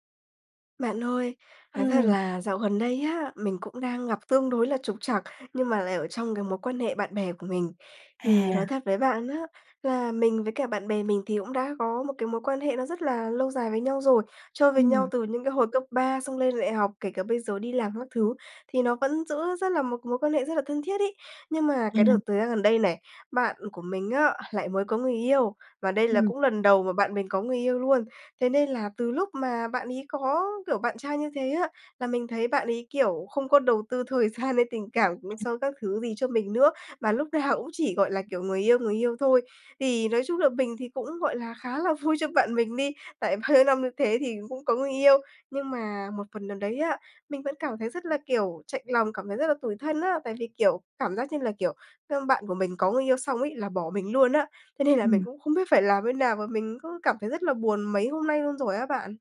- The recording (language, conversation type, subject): Vietnamese, advice, Làm sao để xử lý khi tình cảm bạn bè không được đáp lại tương xứng?
- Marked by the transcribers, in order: laughing while speaking: "gian"; other background noise; laughing while speaking: "vui"; laughing while speaking: "bao nhiêu năm"; laughing while speaking: "Thế nên"